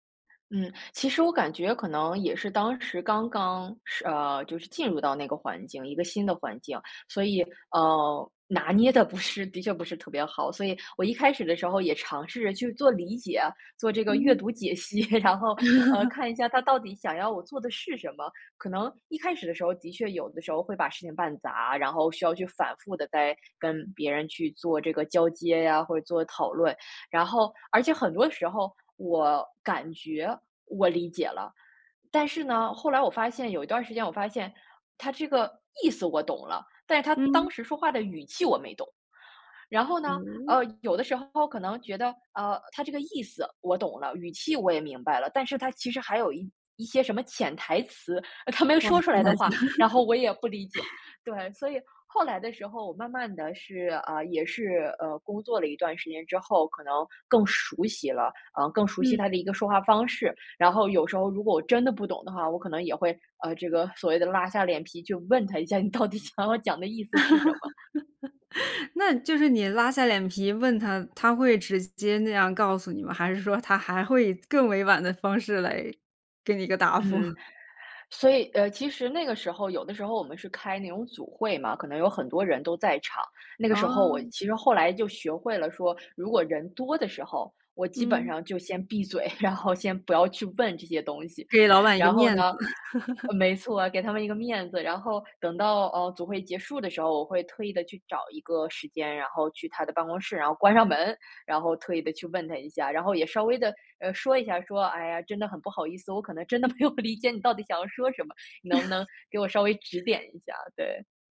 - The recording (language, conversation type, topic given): Chinese, podcast, 回国后再适应家乡文化对你来说难吗？
- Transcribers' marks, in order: chuckle; laugh; laugh; laughing while speaking: "你到底想要"; laugh; laughing while speaking: "答复"; laugh; laughing while speaking: "没有理解"; chuckle